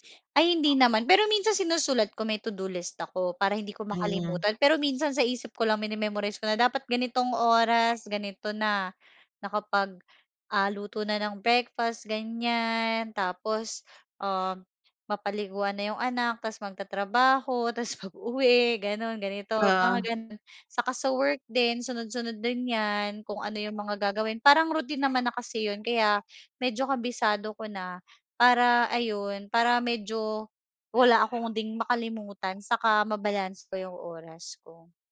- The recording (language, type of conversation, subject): Filipino, podcast, Paano mo nababalanse ang trabaho at mga gawain sa bahay kapag pareho kang abala sa dalawa?
- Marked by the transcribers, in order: other background noise; background speech